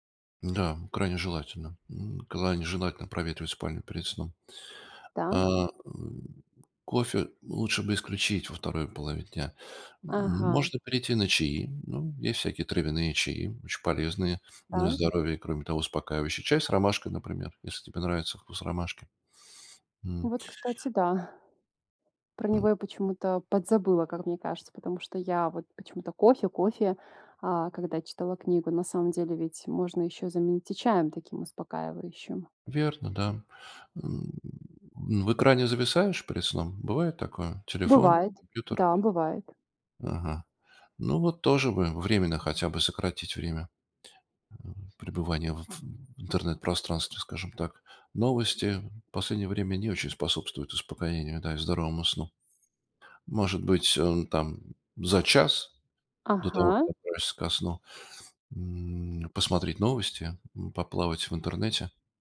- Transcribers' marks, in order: tapping; chuckle
- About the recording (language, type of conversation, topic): Russian, advice, Как просыпаться каждый день с большей энергией даже после тяжёлого дня?